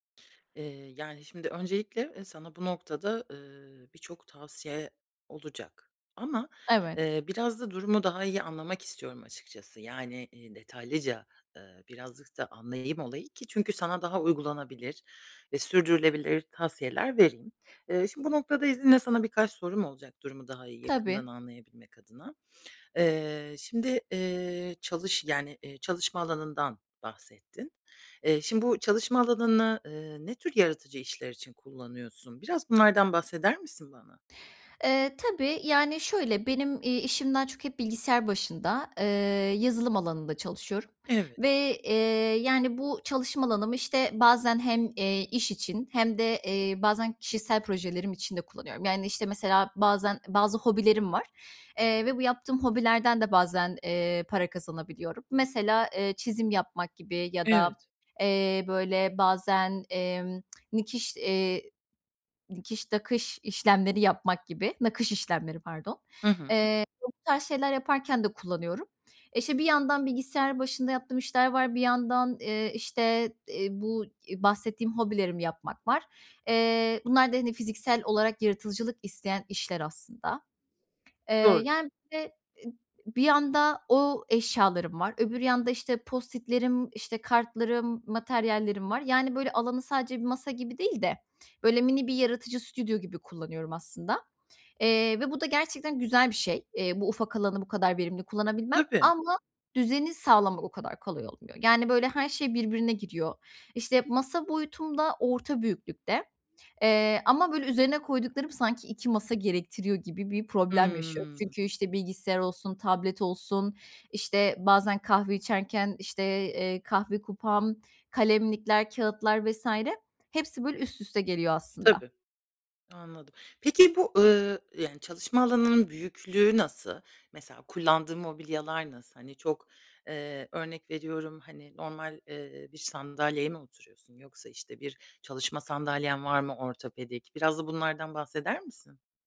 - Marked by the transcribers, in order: other background noise; tapping; unintelligible speech
- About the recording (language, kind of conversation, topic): Turkish, advice, Yaratıcı çalışma alanımı her gün nasıl düzenli, verimli ve ilham verici tutabilirim?